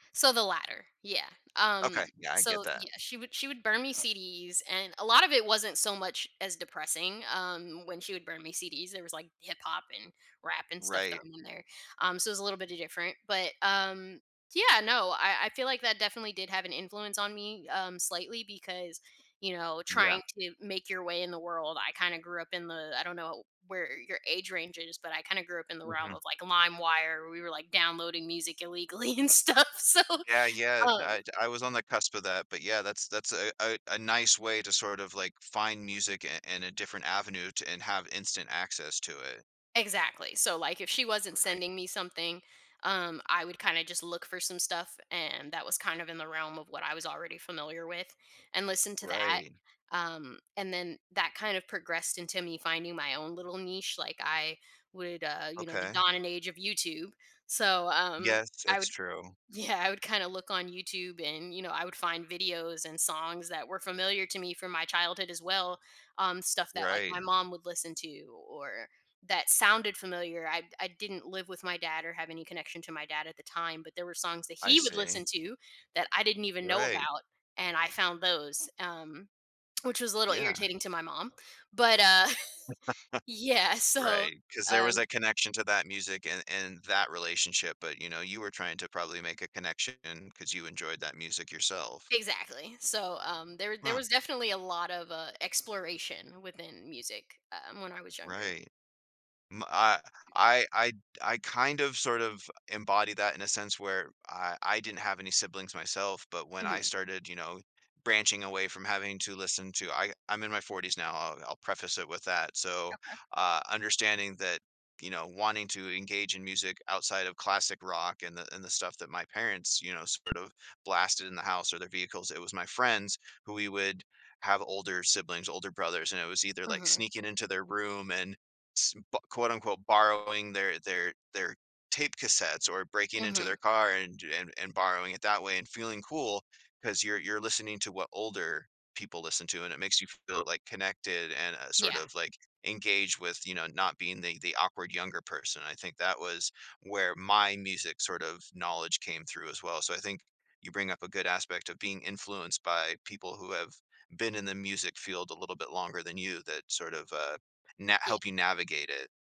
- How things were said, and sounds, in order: laughing while speaking: "illegally and stuff, so"; laughing while speaking: "yeah"; stressed: "he"; chuckle; laughing while speaking: "yeah"; other background noise; tapping
- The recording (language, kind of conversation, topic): English, podcast, How do early experiences shape our lifelong passion for music?
- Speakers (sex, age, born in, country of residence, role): female, 30-34, United States, United States, guest; male, 40-44, Canada, United States, host